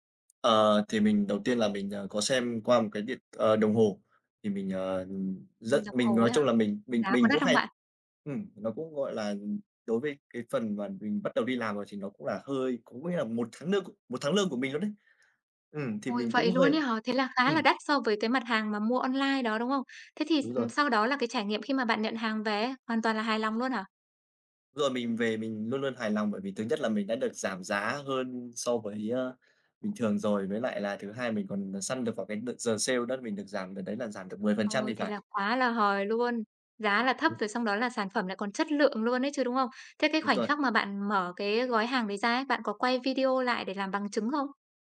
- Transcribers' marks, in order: tapping; other background noise
- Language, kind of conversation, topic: Vietnamese, podcast, Bạn có thể kể về lần mua sắm trực tuyến khiến bạn ấn tượng nhất không?